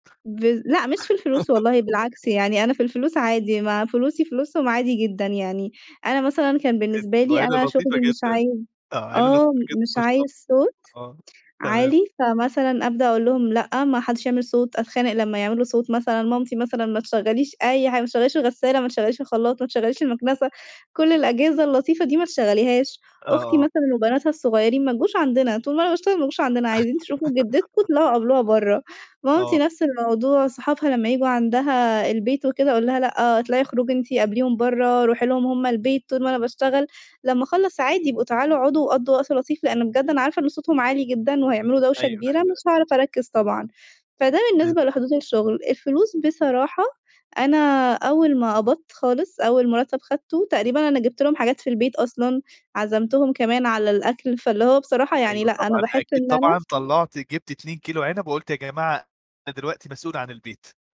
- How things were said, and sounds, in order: giggle; other background noise; laugh
- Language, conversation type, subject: Arabic, podcast, إزاي تحطّ حدود مع العيلة من غير ما حد يزعل؟